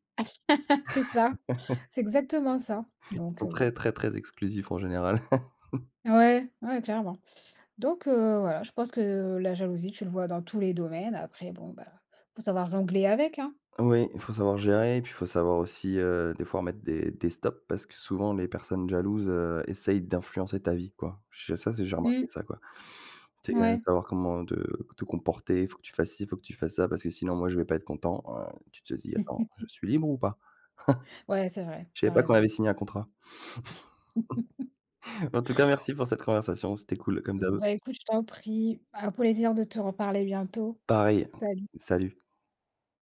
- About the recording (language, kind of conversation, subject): French, unstructured, Que penses-tu des relations où l’un des deux est trop jaloux ?
- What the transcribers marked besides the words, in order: laugh; other background noise; chuckle; laugh; chuckle; chuckle; inhale; chuckle; "d' habitude" said as "d'hab"; tapping